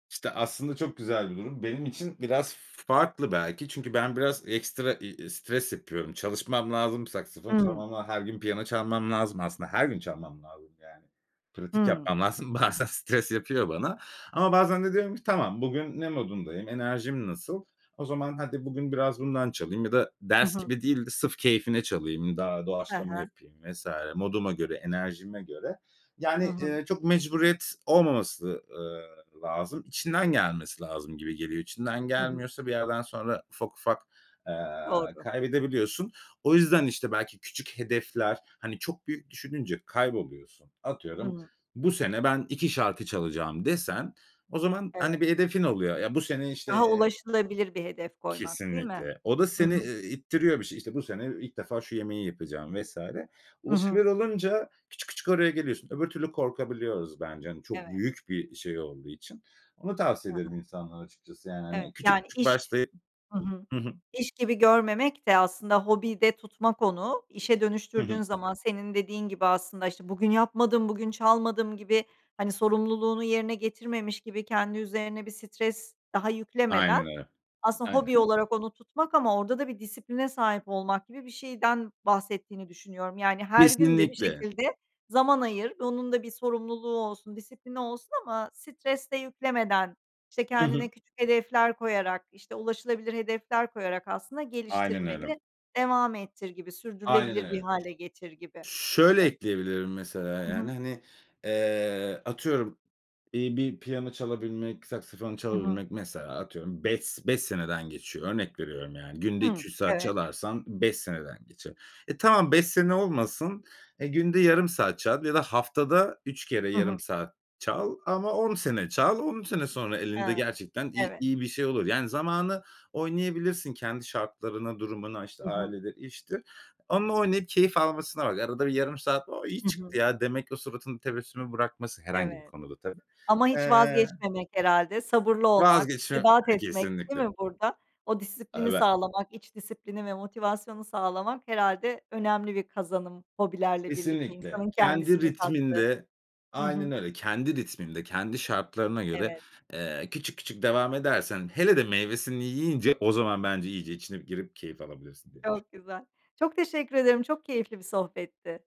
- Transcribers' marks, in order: laughing while speaking: "Bazen stres"; other background noise; tapping; other noise
- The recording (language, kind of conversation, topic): Turkish, podcast, Hobinin sana öğrettiği en önemli hayat dersi nedir?